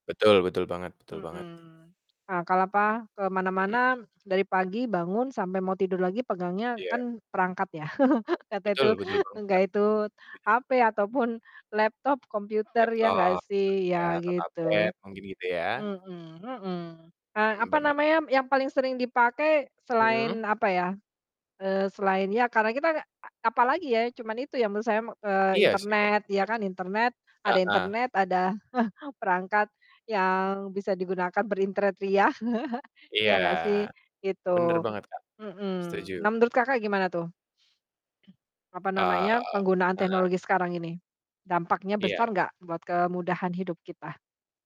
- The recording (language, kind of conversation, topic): Indonesian, unstructured, Teknologi terbaru apa yang menurutmu paling membantu kehidupan sehari-hari?
- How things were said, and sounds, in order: distorted speech; chuckle; laughing while speaking: "pun"; other background noise; chuckle; chuckle; throat clearing